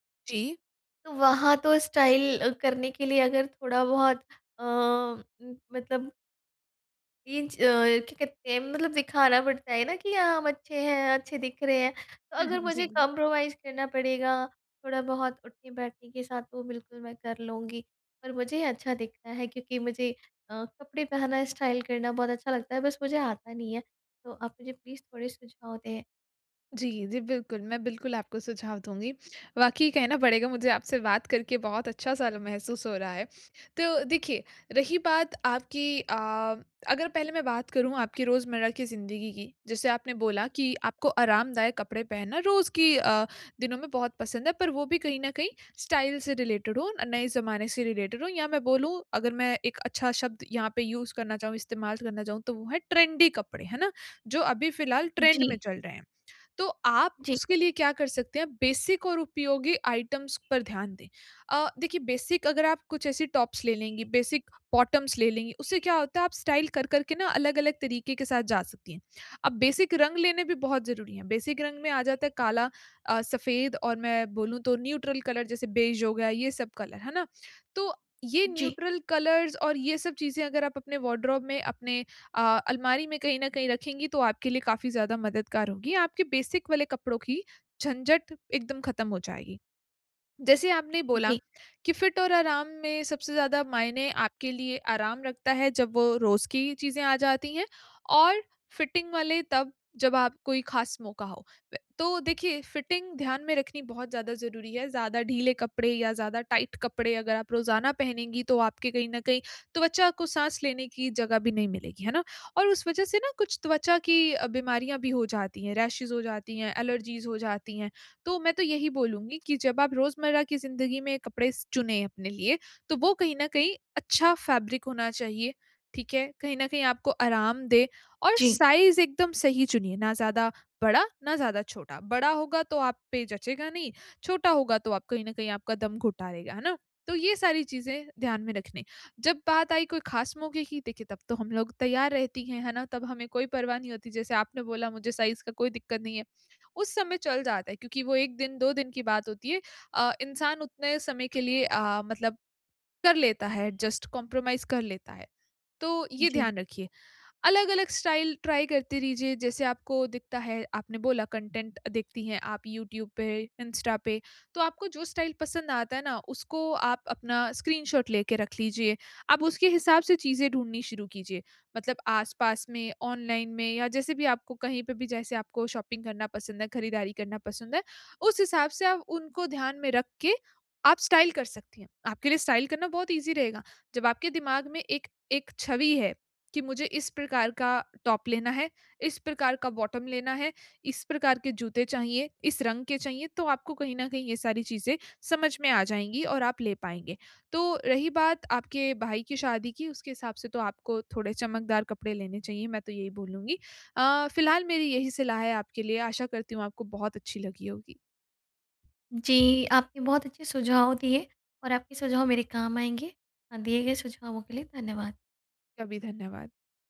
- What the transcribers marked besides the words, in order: in English: "स्टाइल"; chuckle; in English: "कॉम्प्रोमाइज़"; in English: "स्टाइल"; in English: "प्लीज़"; in English: "स्टाइल"; in English: "रिलेटेड"; in English: "रिलेटेड"; in English: "यूज़"; in English: "ट्रेंडी"; in English: "ट्रेंड"; in English: "बेसिक"; in English: "आइटम्स"; horn; in English: "बेसिक"; in English: "टॉप्स"; in English: "बेसिक बॉटम्स"; in English: "स्टाइल"; in English: "बेसिक"; in English: "बेसिक"; in English: "न्यूट्रल कलर"; in English: "बेज"; in English: "कलर"; in English: "न्यूट्रल कलर्स"; in English: "वार्डरोब"; in English: "बेसिक"; in English: "फिट"; in English: "फिटिंग"; in English: "फिटिंग"; in English: "टाइट"; in English: "रैशेस"; in English: "एलर्जीज़"; in English: "फ़ैब्रिक"; in English: "साइज़"; in English: "साइज़"; in English: "एडजस्ट, कॉम्प्रोमाइज़"; in English: "स्टाइल ट्राई"; in English: "कंटेंट"; in English: "स्टाइल"; in English: "शॉपिंग"; in English: "स्टाइल"; in English: "स्टाइल"; in English: "ईज़ी"; in English: "टॉप"; in English: "बॉटम"
- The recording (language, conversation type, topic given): Hindi, advice, कपड़े और स्टाइल चुनने में मुझे मदद कैसे मिल सकती है?